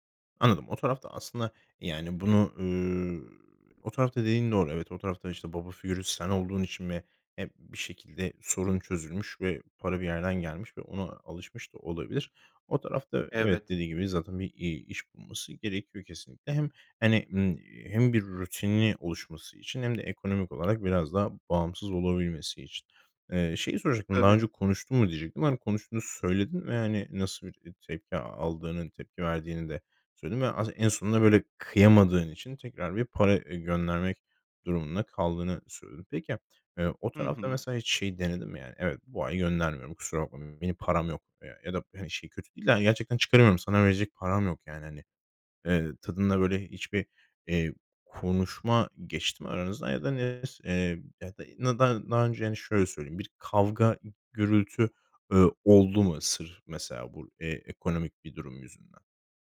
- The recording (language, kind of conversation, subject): Turkish, advice, Aile içi maddi destek beklentileri yüzünden neden gerilim yaşıyorsunuz?
- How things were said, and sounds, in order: other background noise; unintelligible speech